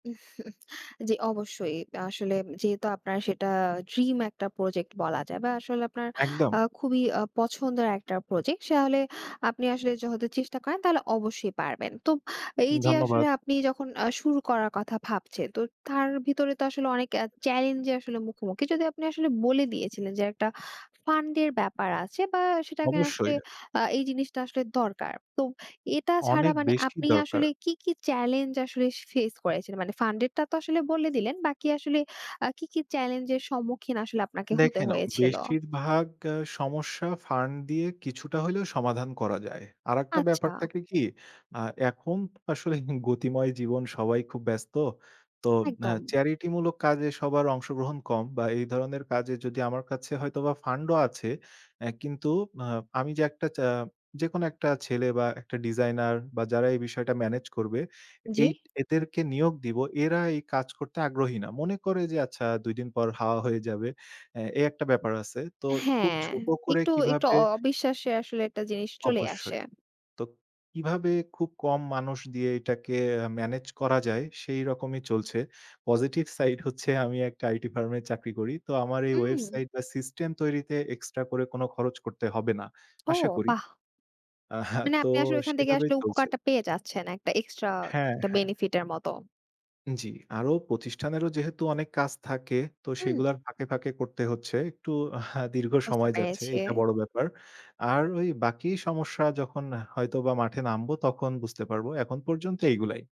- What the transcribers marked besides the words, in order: chuckle; "তাহলে" said as "সাহলে"; "যদি" said as "জহেতু"; laughing while speaking: "আ"; in English: "বেনিফিট"; chuckle; laughing while speaking: "দীর্ঘ সময় যাচ্ছে"
- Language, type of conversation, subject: Bengali, podcast, তোমার প্রিয় প্যাশন প্রজেক্টটা সম্পর্কে বলো না কেন?